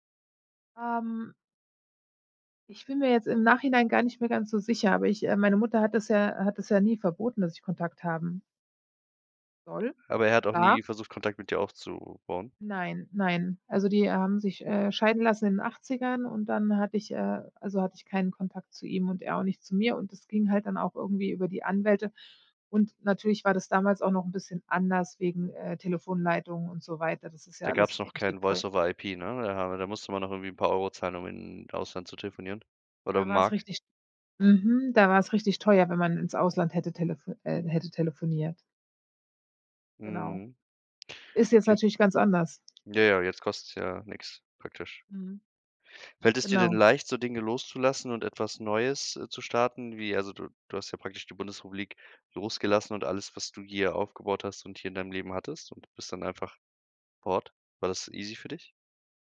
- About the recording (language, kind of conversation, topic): German, podcast, Wie triffst du Entscheidungen bei großen Lebensumbrüchen wie einem Umzug?
- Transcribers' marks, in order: unintelligible speech; in English: "easy"